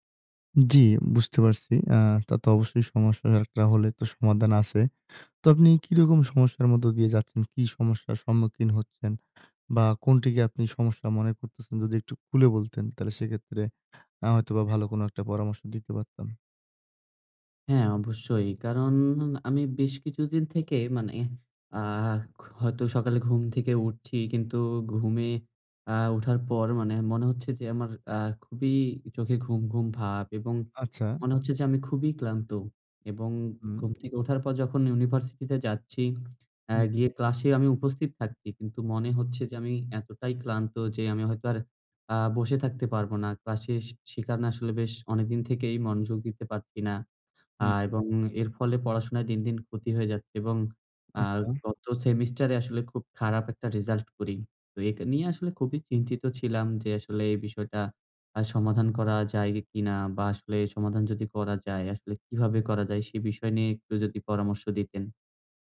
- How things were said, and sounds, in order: other background noise; "না" said as "ক্লাসেস"
- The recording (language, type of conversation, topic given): Bengali, advice, কাজের মাঝে দ্রুত শক্তি বাড়াতে সংক্ষিপ্ত ঘুম কীভাবে ও কখন নেবেন?